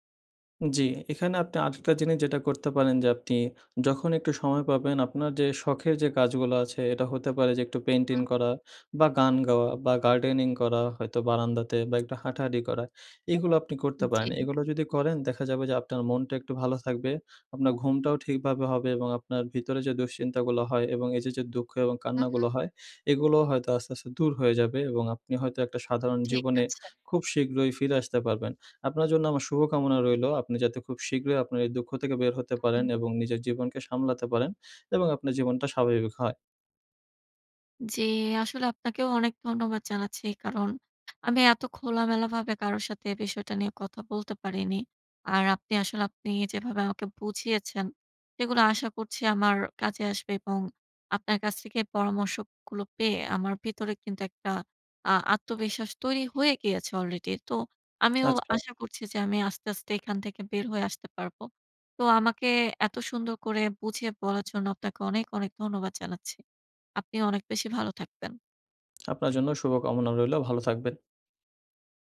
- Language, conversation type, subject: Bengali, advice, ব্রেকআপের পর প্রচণ্ড দুঃখ ও কান্না কীভাবে সামলাব?
- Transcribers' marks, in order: "আপনি" said as "আত্তি"; other background noise; "আরেকটা" said as "আরেকতা"; tapping; in English: "পেইন্টিন"; "পেইন্টিং" said as "পেইন্টিন"; in English: "গার্ডেনিং"; "হাঁটাহাঁটি" said as "হাঁটাহাঁডি"; lip smack; lip smack